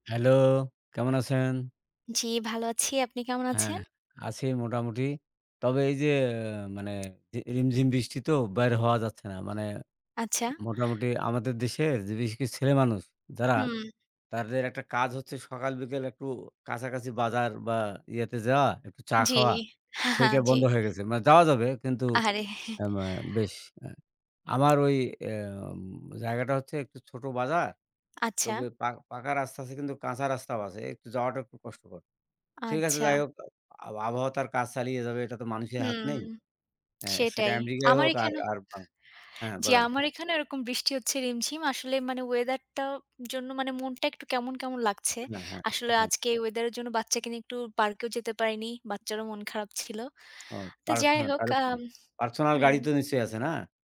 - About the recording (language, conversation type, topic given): Bengali, unstructured, আমাদের পারিপার্শ্বিক পরিবেশ রক্ষায় শিল্পকারখানাগুলোর দায়িত্ব কী?
- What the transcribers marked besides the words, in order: other background noise; chuckle; chuckle; tapping; unintelligible speech